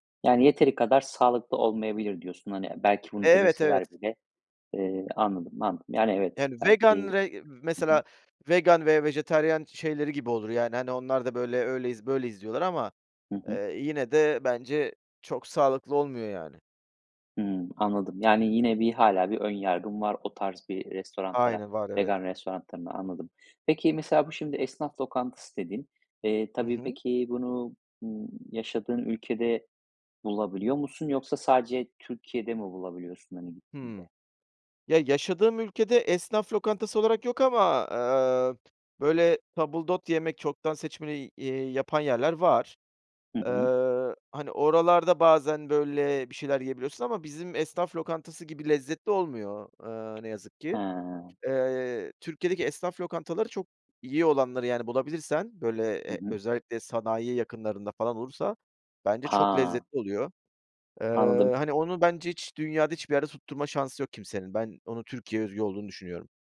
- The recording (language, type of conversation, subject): Turkish, podcast, Dışarıda yemek yerken sağlıklı seçimleri nasıl yapıyorsun?
- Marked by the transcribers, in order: "restoranlara" said as "restorantlara"; "restoranlarına" said as "restorantlarına"; "tabildot" said as "tabuldot"; other background noise